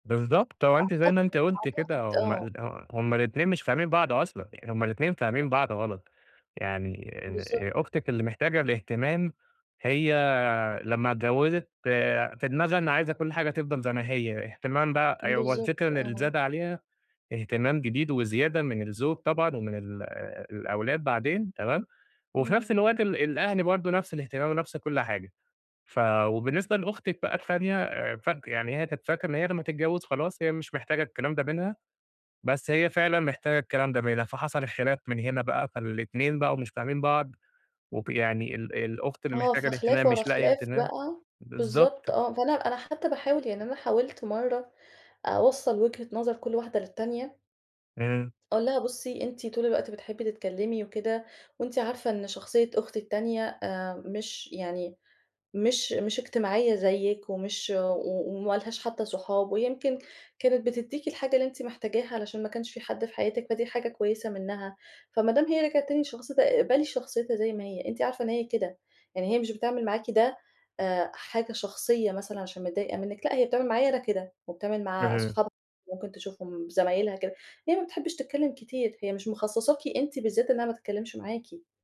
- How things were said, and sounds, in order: other background noise
- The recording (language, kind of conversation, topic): Arabic, advice, إزاي أتعامل مع إحباطي من إن نفس مشاكل العيلة بتتكرر ومش بنوصل لحلول دائمة؟